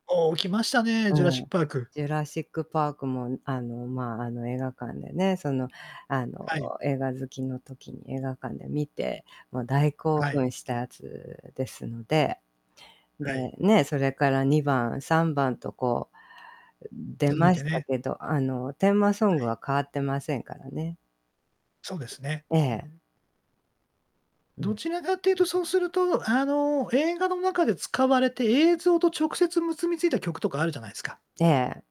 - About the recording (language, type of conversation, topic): Japanese, podcast, 映画や映像と結びついた曲はありますか？
- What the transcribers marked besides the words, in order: distorted speech; static; other noise; "結び" said as "むすみ"